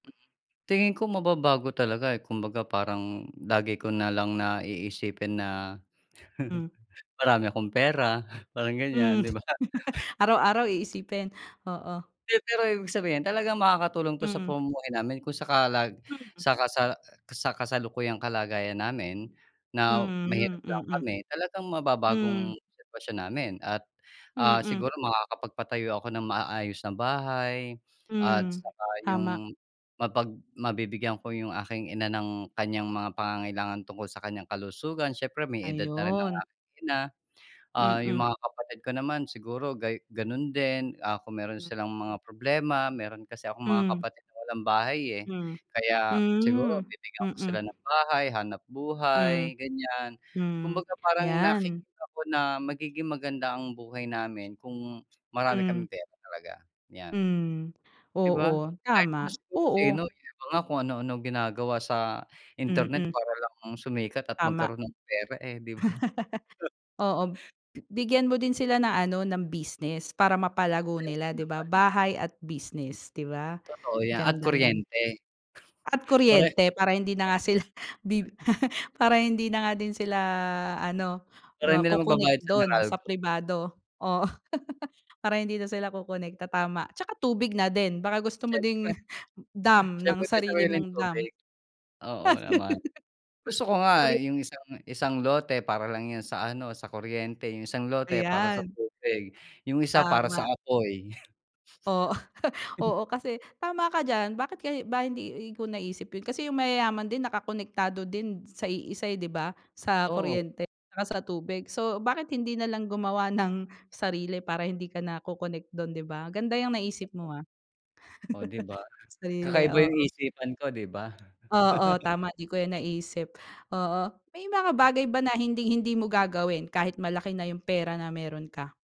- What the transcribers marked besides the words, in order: other background noise; chuckle; tapping; scoff; laugh; laughing while speaking: "'di"; scoff; laugh; laughing while speaking: "ba?"; chuckle; chuckle; laughing while speaking: "oo"; giggle; scoff; laugh; chuckle; giggle; laugh; giggle
- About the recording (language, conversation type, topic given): Filipino, unstructured, Paano mo gagamitin ang pera kung walang hanggan ang halaga nito?